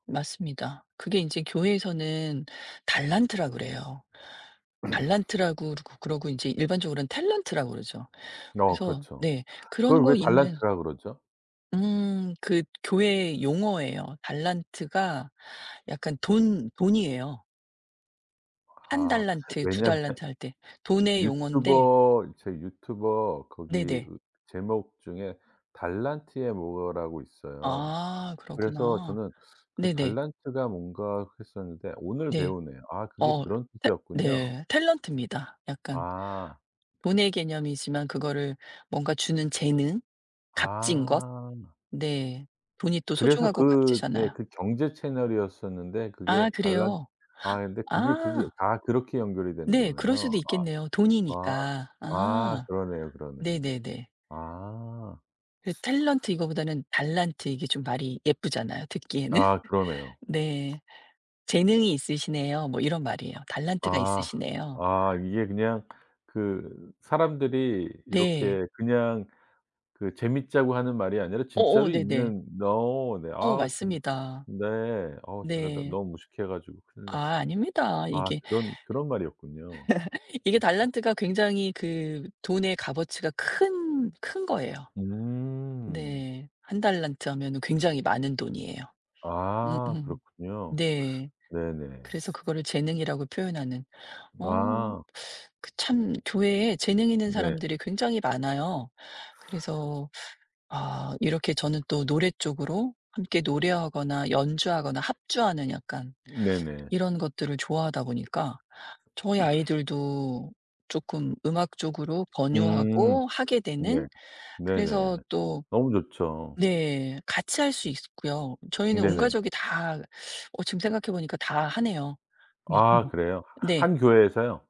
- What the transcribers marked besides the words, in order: throat clearing; laughing while speaking: "왜냐하면"; other background noise; laughing while speaking: "듣기에는"; laugh; tapping; throat clearing; unintelligible speech
- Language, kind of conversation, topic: Korean, podcast, 함께 노래하거나 연주하는 경험은 우리에게 어떤 영향을 주나요?